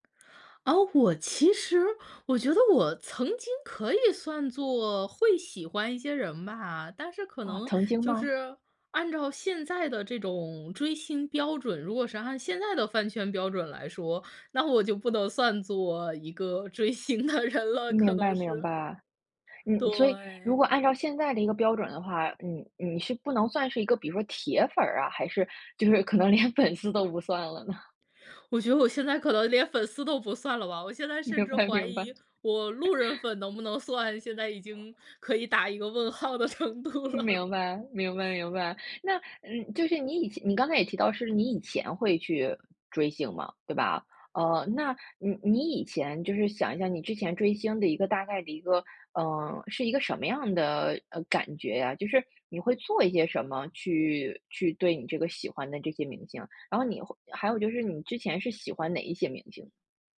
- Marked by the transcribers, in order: laughing while speaking: "我就"; laughing while speaking: "追星的人了， 可能是"; laughing while speaking: "能连粉丝都不算了呢？"; other background noise; laughing while speaking: "明白，明白"; laugh; laughing while speaking: "问号的程度了"
- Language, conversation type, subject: Chinese, podcast, 你能分享一下你对追星文化的看法吗？